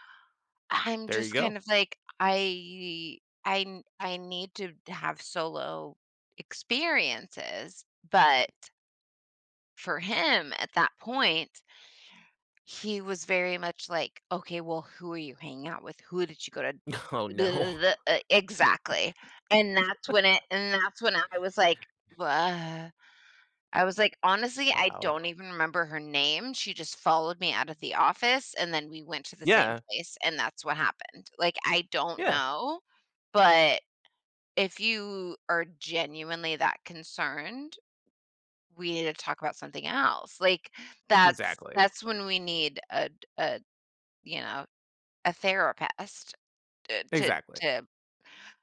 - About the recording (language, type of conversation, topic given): English, unstructured, How can I balance giving someone space while staying close to them?
- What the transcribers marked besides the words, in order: drawn out: "I"; laughing while speaking: "Oh, no"; other noise; laugh